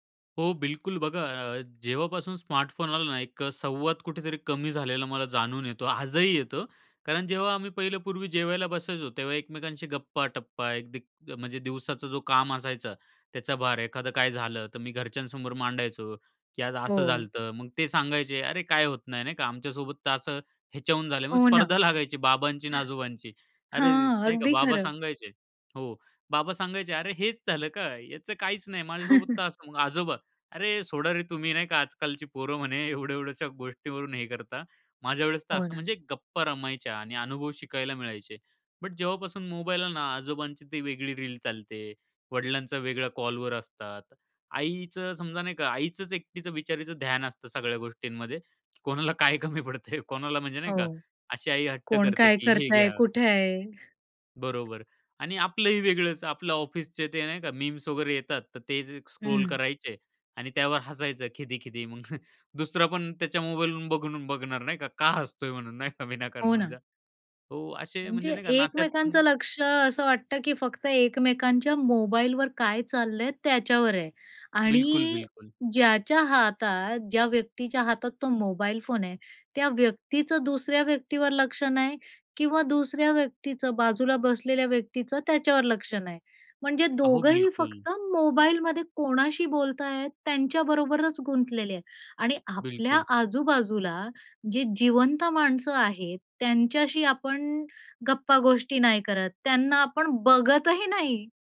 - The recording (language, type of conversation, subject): Marathi, podcast, स्मार्टफोनमुळे तुमची लोकांशी असलेली नाती कशी बदलली आहेत?
- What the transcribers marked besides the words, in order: tapping; other background noise; chuckle; laughing while speaking: "कोणाला काय कमी पडतंय?"; in English: "स्क्रोल"; laughing while speaking: "मग"; laughing while speaking: "का हसतोय म्हणून नाही का विनाकारण"; stressed: "बघत ही"